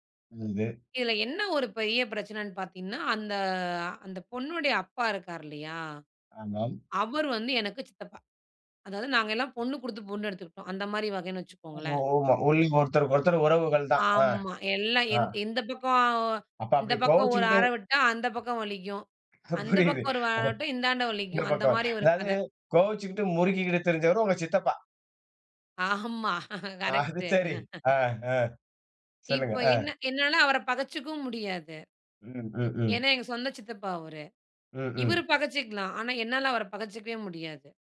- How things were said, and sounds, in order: unintelligible speech; other noise; laughing while speaking: "புரியுது. அத இந்த பக்கம்"; laughing while speaking: "ஆமா. கரெக்ட்டு"; laughing while speaking: "அது சரி. அ. அ. சொல்லுங்க. அ"
- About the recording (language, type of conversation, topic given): Tamil, podcast, தீவிரமான மோதலுக்குப் பிறகு உரையாடலை மீண்டும் தொடங்க நீங்கள் எந்த வார்த்தைகளைப் பயன்படுத்துவீர்கள்?